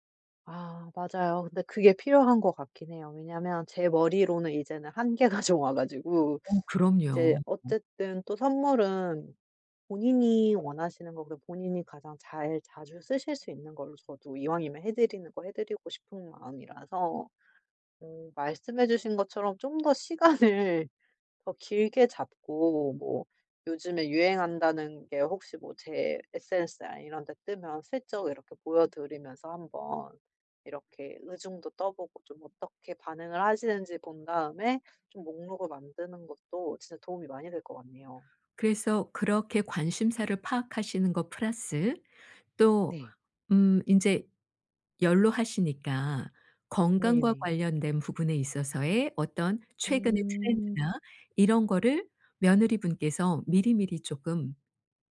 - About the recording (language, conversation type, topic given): Korean, advice, 선물을 뭘 사야 할지 전혀 모르겠는데, 아이디어를 좀 도와주실 수 있나요?
- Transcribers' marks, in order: laughing while speaking: "한계가"; laughing while speaking: "시간을"; in English: "트렌드나"